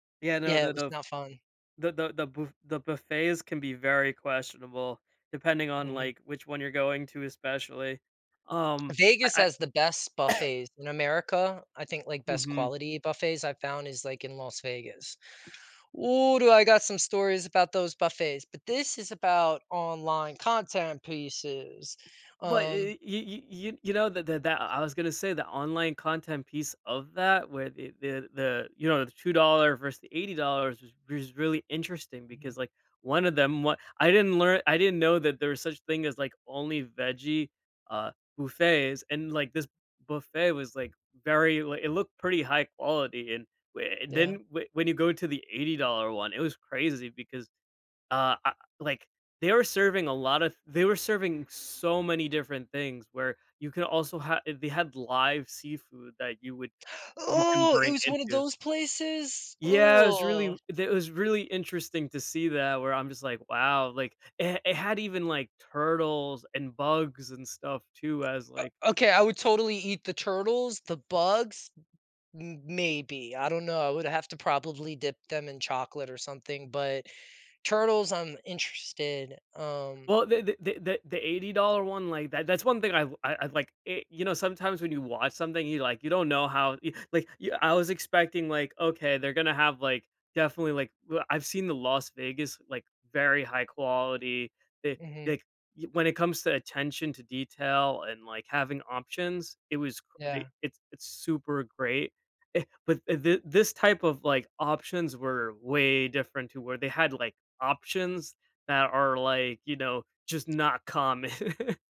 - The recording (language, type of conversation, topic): English, unstructured, How can creators make online content that truly connects with people?
- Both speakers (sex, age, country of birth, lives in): male, 30-34, United States, United States; male, 40-44, United States, United States
- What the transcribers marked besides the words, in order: cough; other background noise; gasp; disgusted: "Ooh"; tapping; unintelligible speech; laughing while speaking: "common"